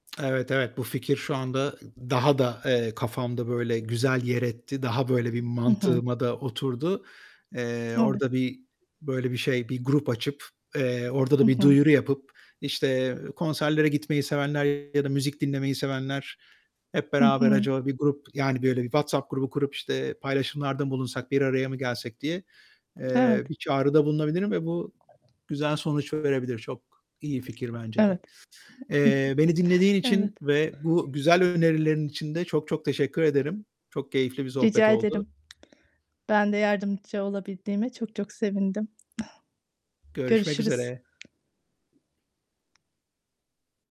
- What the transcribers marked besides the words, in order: tapping; other background noise; static; distorted speech
- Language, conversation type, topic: Turkish, advice, Hayatımda değişiklik yapmak istiyorum ama nereden başlayacağımı bulamıyorum; ne yapmalıyım?